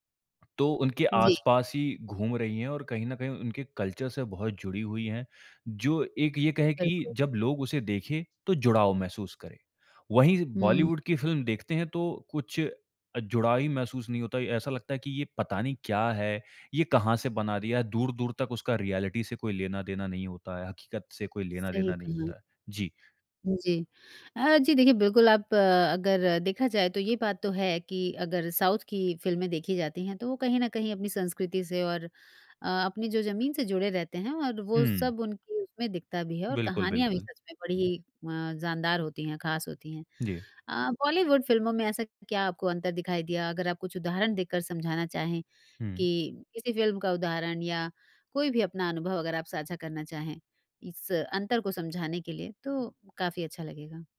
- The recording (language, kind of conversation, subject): Hindi, podcast, बॉलीवुड और साउथ फिल्मों में तुम्हें सबसे ज़्यादा कौन-सा फर्क महसूस होता है?
- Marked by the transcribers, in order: in English: "कल्चर"; in English: "रियलिटी"; in English: "साउथ"; tapping